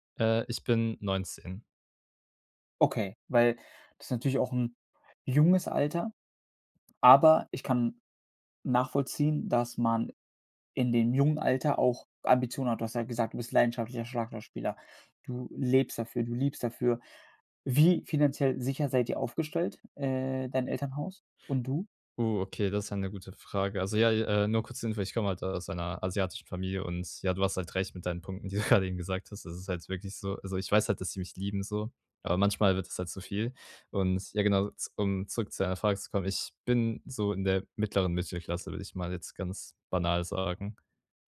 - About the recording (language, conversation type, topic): German, advice, Wie überwinde ich Zweifel und bleibe nach einer Entscheidung dabei?
- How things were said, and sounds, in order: "Schlagzeugspieler" said as "Schlaglochspieler"; chuckle